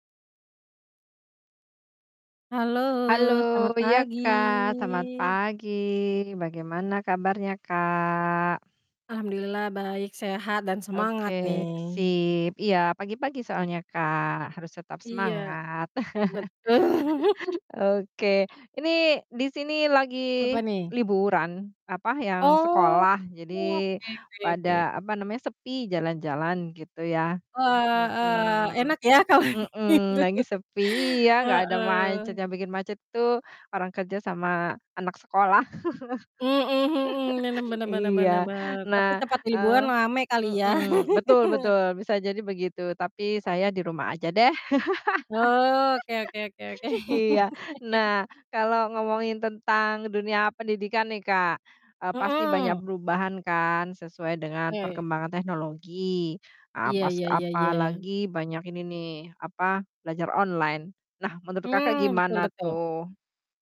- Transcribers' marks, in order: static; drawn out: "pagi"; laughing while speaking: "Betul"; laugh; drawn out: "Oh"; distorted speech; laughing while speaking: "kalau gitu"; laugh; laugh; laugh; laugh
- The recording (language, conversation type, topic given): Indonesian, unstructured, Apa perubahan besar yang kamu lihat dalam dunia pendidikan saat ini?